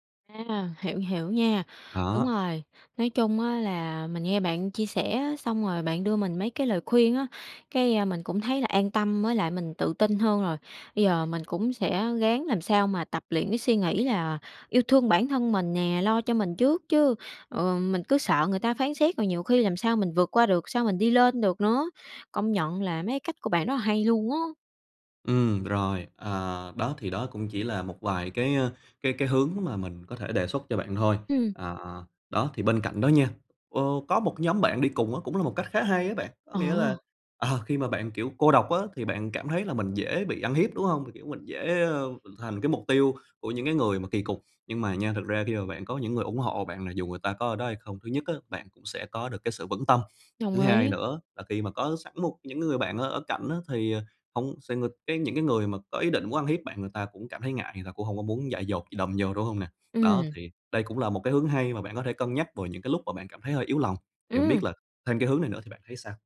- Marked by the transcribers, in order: tapping
- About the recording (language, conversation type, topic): Vietnamese, advice, Làm sao vượt qua nỗi sợ bị phán xét khi muốn thử điều mới?